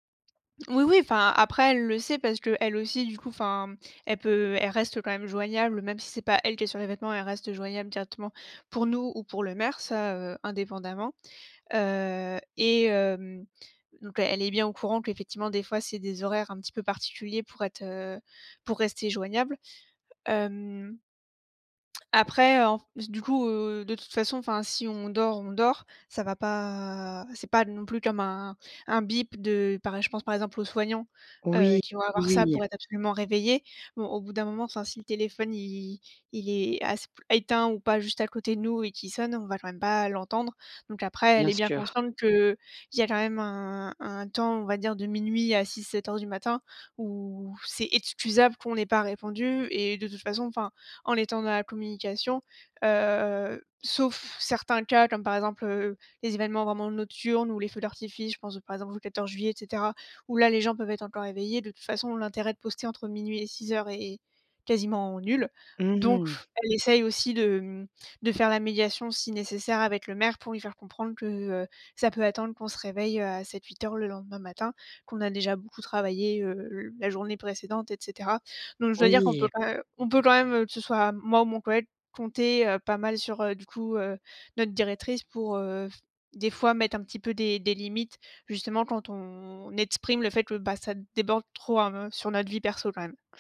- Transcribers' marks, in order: drawn out: "Hem"; drawn out: "pas"
- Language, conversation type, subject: French, advice, Comment puis-je rétablir un équilibre entre ma vie professionnelle et ma vie personnelle pour avoir plus de temps pour ma famille ?